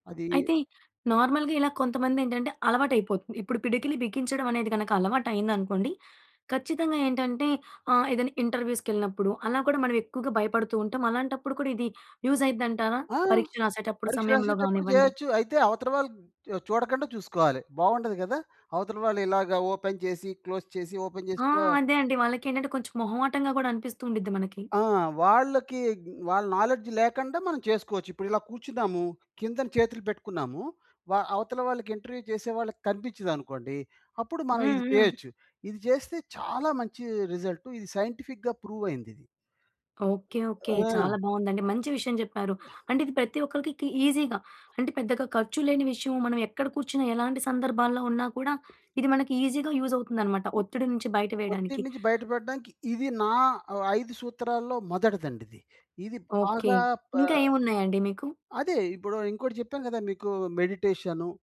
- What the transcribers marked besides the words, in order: in English: "నార్మల్‌గా"; in English: "ఇంటర్‌వ్యూస్"; in English: "యూస్"; in English: "ఓపెన్"; in English: "క్లోజ్"; in English: "ఓపెన్"; in English: "నాలెడ్జ్"; in English: "ఇంటర్‌వ్యూ"; in English: "రిజల్ట్"; in English: "సైంటిఫిక్‌గా ప్రూవ్"; other background noise; in English: "ఈజీగా"; in English: "ఈజీగా యూజ్"
- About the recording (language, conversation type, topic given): Telugu, podcast, నీవు ఒత్తిడిని తేలికగా ఎదుర్కొనే విధానం ఏంటీ?